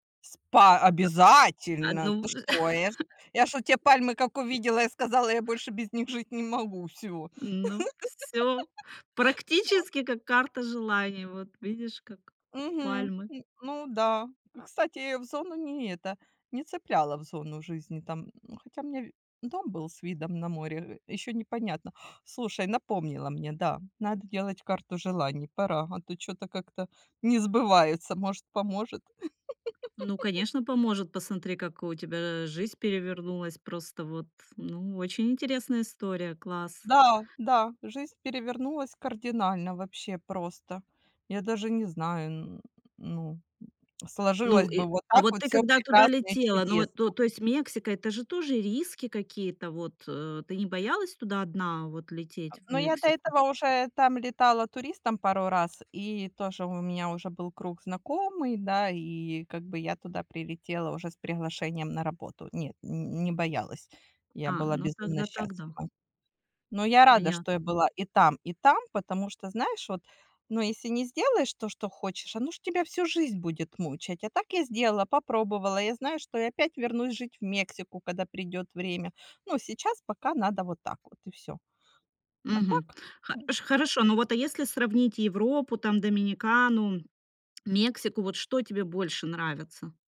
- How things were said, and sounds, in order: chuckle; other noise; chuckle; chuckle
- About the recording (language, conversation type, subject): Russian, podcast, Какое путешествие запомнилось тебе на всю жизнь?
- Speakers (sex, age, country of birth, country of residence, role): female, 40-44, Ukraine, France, host; female, 45-49, Ukraine, Spain, guest